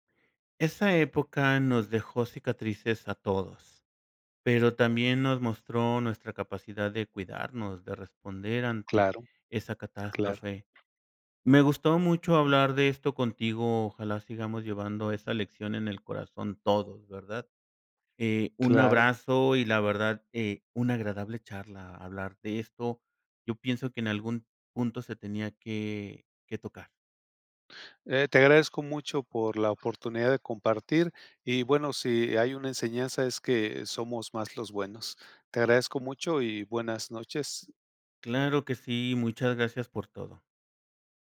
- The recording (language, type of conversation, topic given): Spanish, podcast, ¿Cuál fue tu encuentro más claro con la bondad humana?
- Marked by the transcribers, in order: other background noise